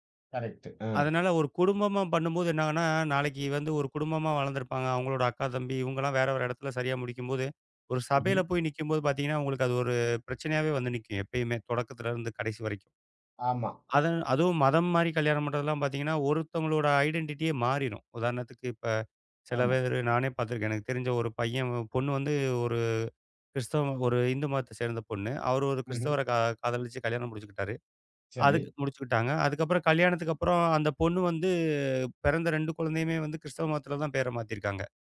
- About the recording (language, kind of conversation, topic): Tamil, podcast, திருமணத்தில் குடும்பத்தின் எதிர்பார்ப்புகள் எவ்வளவு பெரியதாக இருக்கின்றன?
- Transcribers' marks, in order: in English: "ஐடன்டிட்டியே"; other background noise